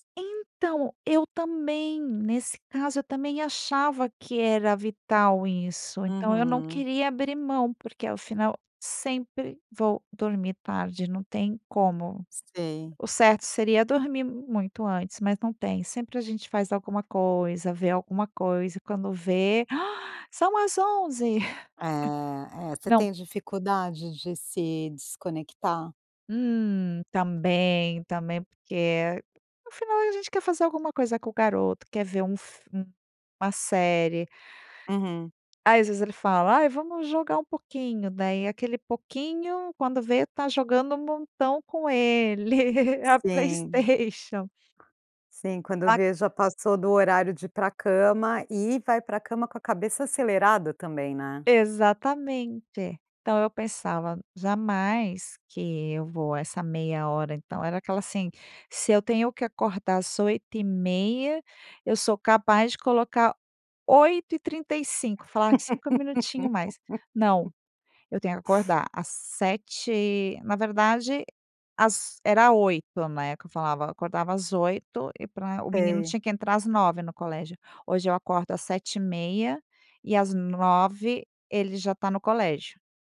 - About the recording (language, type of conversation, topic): Portuguese, podcast, Como você faz para reduzir a correria matinal?
- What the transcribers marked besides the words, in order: gasp; chuckle; tapping; laugh; laughing while speaking: "A Playstation"; laugh